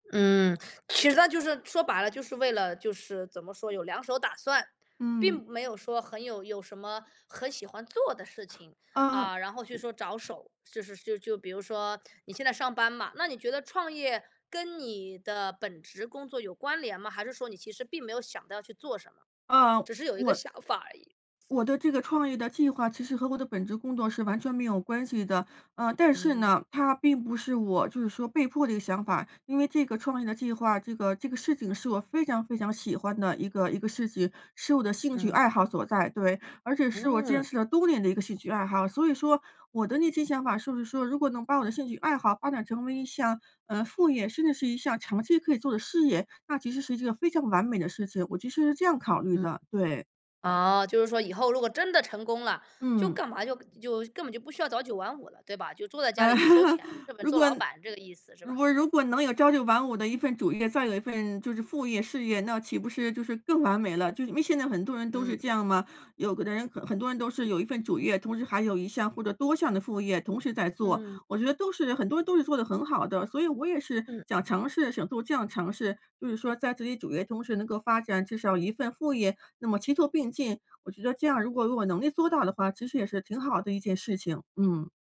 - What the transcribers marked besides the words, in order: other background noise; "着手" said as "找手"; joyful: "就是说以后如果真的成功了"; laugh
- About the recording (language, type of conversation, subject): Chinese, advice, 如何在较长时间内保持动力并不轻易放弃？